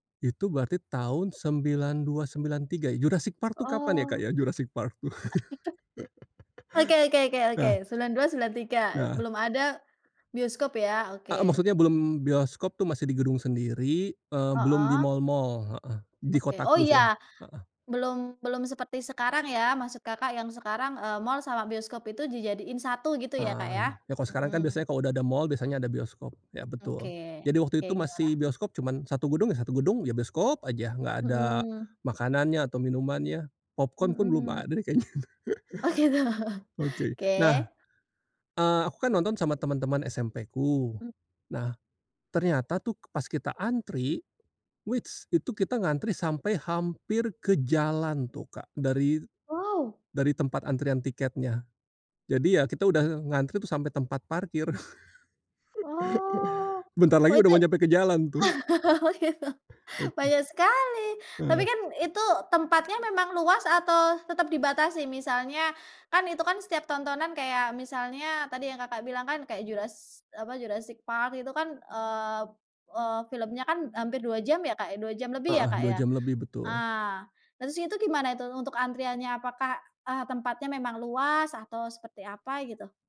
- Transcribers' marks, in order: unintelligible speech; laughing while speaking: "tuh"; laugh; laughing while speaking: "Oh, gitu"; laughing while speaking: "kayaknya"; laugh; chuckle; drawn out: "Oh"; laughing while speaking: "oh, gitu"
- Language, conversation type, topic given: Indonesian, podcast, Menurutmu, apa perbedaan menonton film di bioskop dan di rumah?